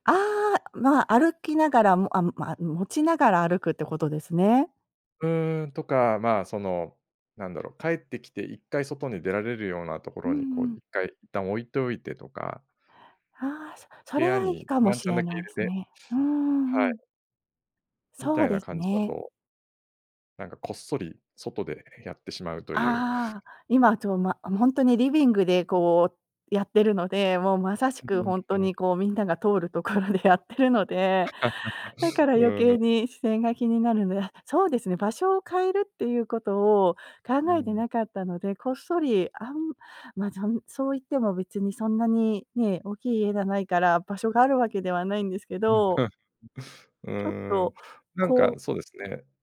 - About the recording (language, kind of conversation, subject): Japanese, advice, 家族の都合で運動を優先できないとき、どうすれば運動の時間を確保できますか？
- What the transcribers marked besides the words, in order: laughing while speaking: "ところでやっているので"; chuckle; tapping; chuckle